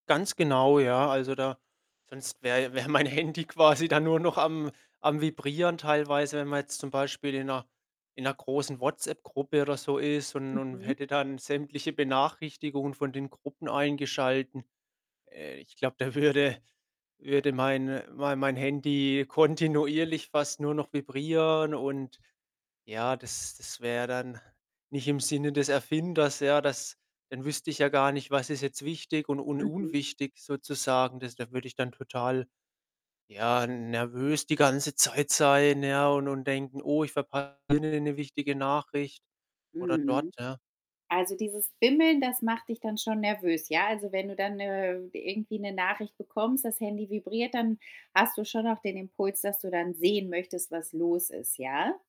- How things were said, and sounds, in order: static; laughing while speaking: "mein Handy quasi dann nur noch"; other background noise; laughing while speaking: "würde"; laughing while speaking: "kontinuierlich"; distorted speech; unintelligible speech
- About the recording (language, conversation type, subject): German, podcast, Was sind deine Tricks gegen digitale Ablenkung?